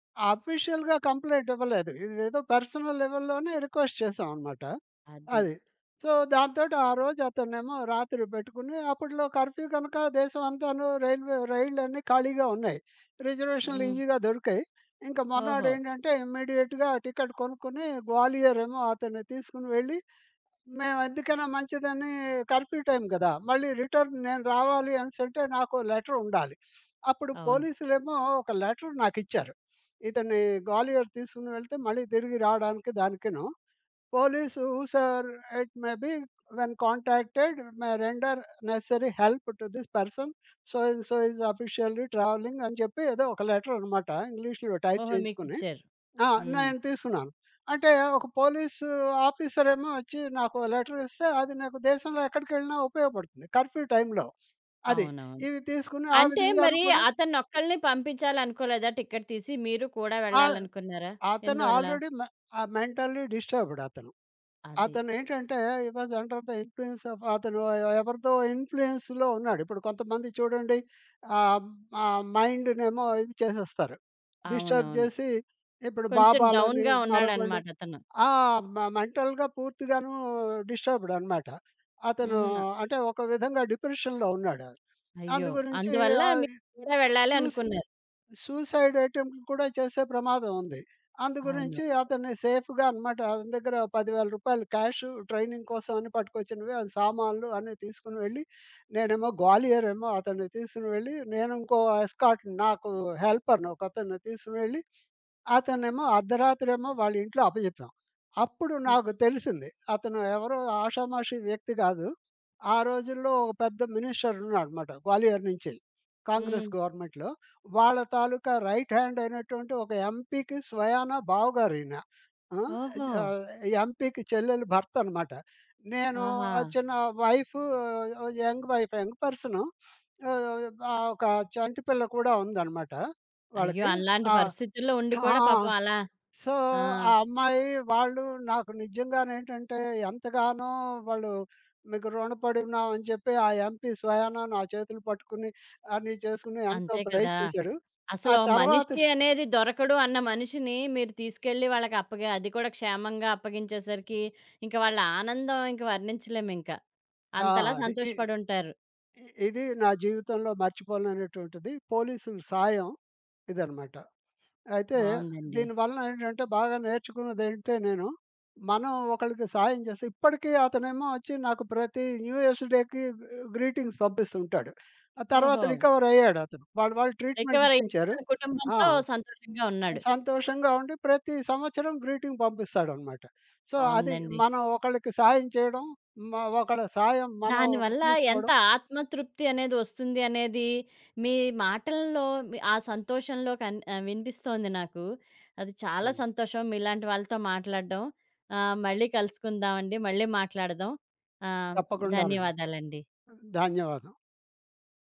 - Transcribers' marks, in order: in English: "ఆఫీషియల్‌గా కంప్లెయింట్"; in English: "పర్సనల్ లెవెల్‌లోనే రిక్వెస్ట్"; in English: "సో"; in English: "కర్ఫ్యూ"; in English: "ఈజీగా"; in English: "ఇమ్మీడియేట్‌గా టికెట్"; in English: "కర్ఫ్యూ"; in English: "రిటర్న్"; in English: "లెటర్"; in English: "సర్ ఇట్ మే‌బి వెన్ కాంటాక్టెడ్ … ఇస్ ఆఫీషియల్లి ట్రావెలింగ్"; in English: "టైప్"; in English: "లెటర్"; in English: "కర్‌ఫ్యూ"; in English: "టికెట్"; in English: "ఆల్రెడీ మె"; in English: "మెంటల్లి డిస్టర్బ్‌డ్"; in English: "హి వజ్ అండర్ ద ఇన్‌ఫ్లుయెన్స్ ఆఫ్"; in English: "ఇన్‌ఫ్లు‌యెన్స్‌లో"; in English: "మైండ్‌నేమో"; in English: "డిస్టర్బ్"; in English: "డౌన్‌గా"; in English: "మె మెంటల్‌గా"; in English: "డిస్టర్బ్‌డ్"; in English: "డిప్రెషన్‌లో"; other background noise; in English: "సూసైడ్ అటెంప్ట్"; in English: "సేఫ్‌గా"; in English: "క్యాష్ ట్రైనింగ్"; in English: "ఎస్కార్ట్"; in English: "హెల్పర్‌ని"; in English: "మినిస్టర్"; in English: "గవర్నమెంట్‌లో"; in English: "రైట్‌హ్యాండ్"; in English: "ఎంపీ‌కి"; in English: "ఎంపీ‌కి"; in English: "వైఫ్ యంగ్ వైఫ్"; sniff; in English: "సో"; in English: "ఎంపీ"; tapping; in English: "ప్రైజ్"; in English: "న్యూ ఇయర్స్ డే‌కి గ్రీటింగ్స్"; in English: "రికవర్"; in English: "ట్రీట్‌మెంట్"; in English: "గ్రీటింగ్"; in English: "సో"
- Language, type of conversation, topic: Telugu, podcast, ఒకసారి మీరు సహాయం కోరినప్పుడు మీ జీవితం ఎలా మారిందో వివరించగలరా?